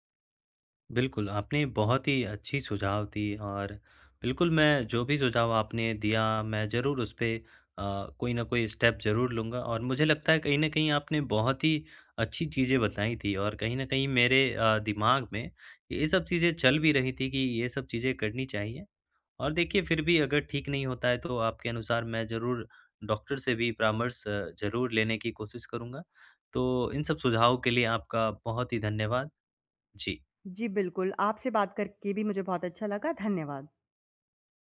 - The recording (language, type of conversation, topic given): Hindi, advice, आपको काम के दौरान थकान और ऊर्जा की कमी कब से महसूस हो रही है?
- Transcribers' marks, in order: in English: "स्टेप"; in English: "डॉक्टर"